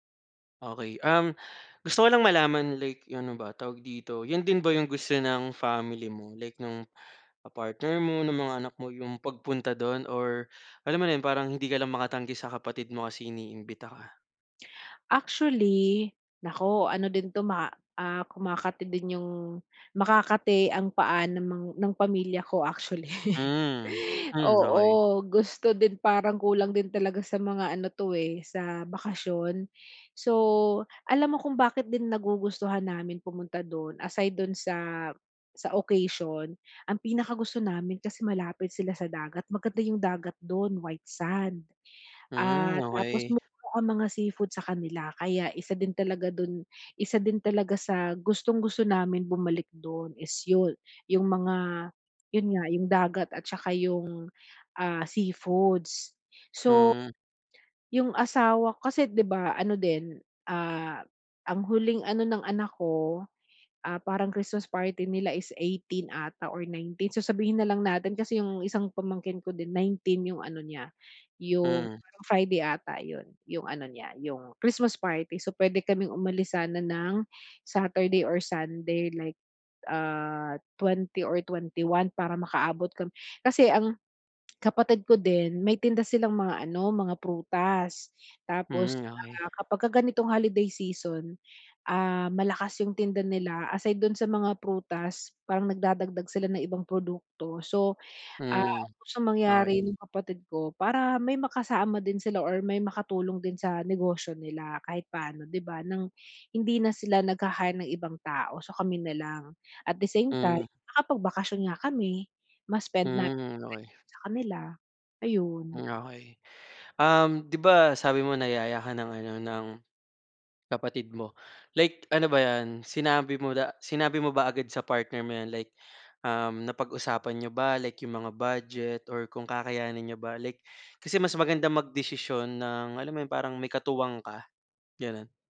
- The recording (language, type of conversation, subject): Filipino, advice, Paano ako makakapagbakasyon at mag-eenjoy kahit maliit lang ang budget ko?
- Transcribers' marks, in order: laughing while speaking: "actually"; chuckle; other background noise; tapping